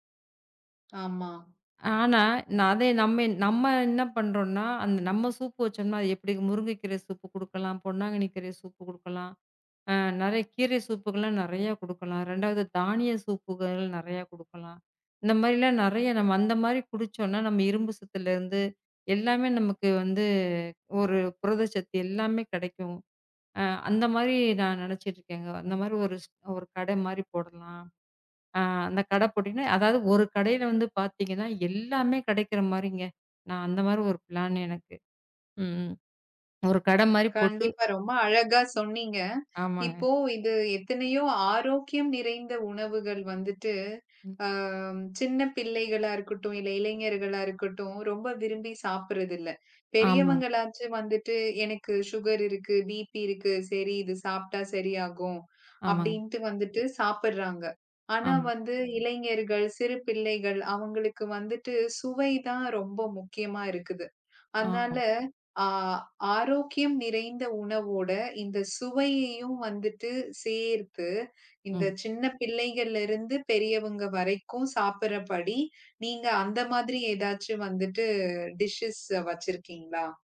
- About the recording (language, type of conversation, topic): Tamil, podcast, உங்களின் பிடித்த ஒரு திட்டம் பற்றி சொல்லலாமா?
- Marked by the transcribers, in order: tapping; other background noise